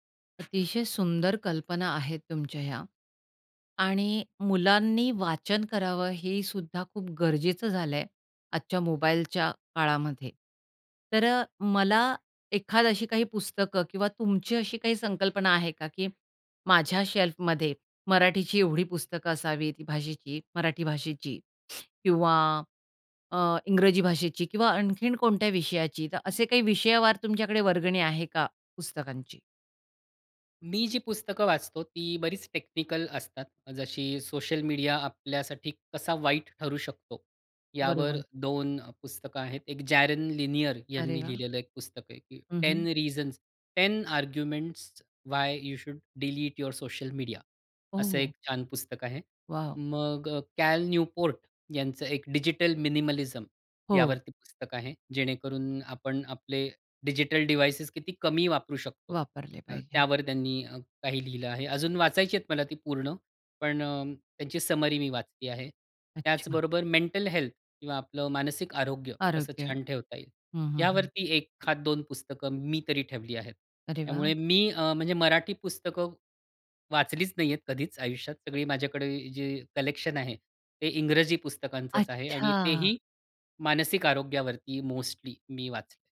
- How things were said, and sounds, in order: other background noise; tapping; in English: "शेल्फमध्ये"; teeth sucking; in English: "डिव्हाइसेस"; in English: "समरी"
- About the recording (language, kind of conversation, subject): Marathi, podcast, एक छोटा वाचन कोपरा कसा तयार कराल?